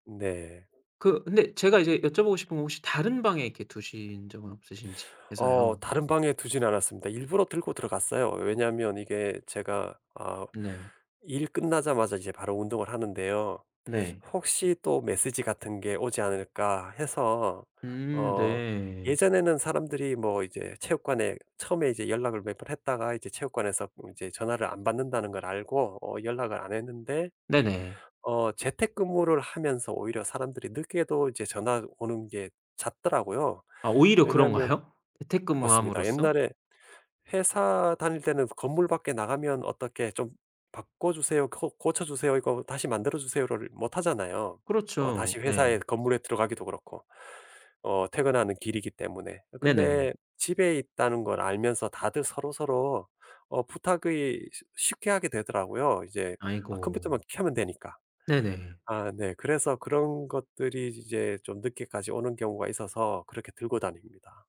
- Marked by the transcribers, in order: laughing while speaking: "그런가요?"
- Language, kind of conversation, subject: Korean, advice, 바쁜 일정 때문에 규칙적으로 운동하지 못하는 상황을 어떻게 설명하시겠어요?